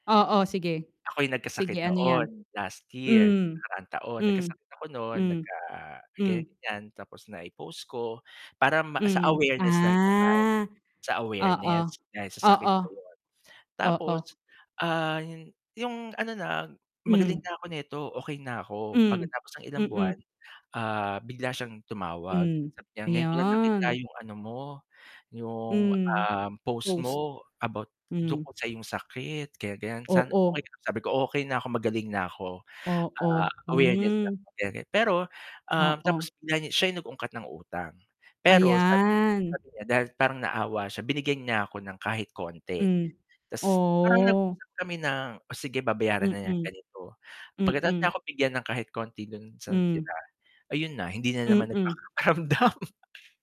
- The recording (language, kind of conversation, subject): Filipino, unstructured, Paano mo mapapasingil nang maayos at tama ang may utang sa iyo?
- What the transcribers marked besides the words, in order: tapping; distorted speech; drawn out: "ah!"; other background noise; drawn out: "ayan"; wind; static; drawn out: "Ayan"; drawn out: "Oh"; laughing while speaking: "nagparamdam"